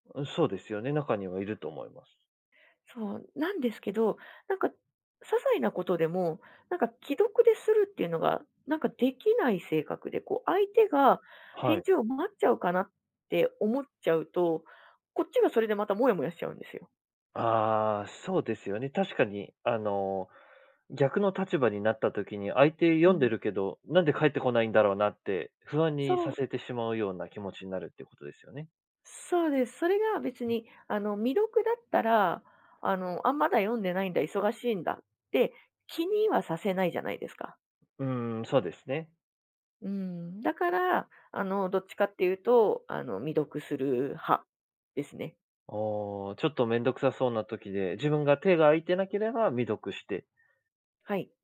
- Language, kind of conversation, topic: Japanese, podcast, デジタル疲れと人間関係の折り合いを、どのようにつければよいですか？
- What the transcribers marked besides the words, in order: other background noise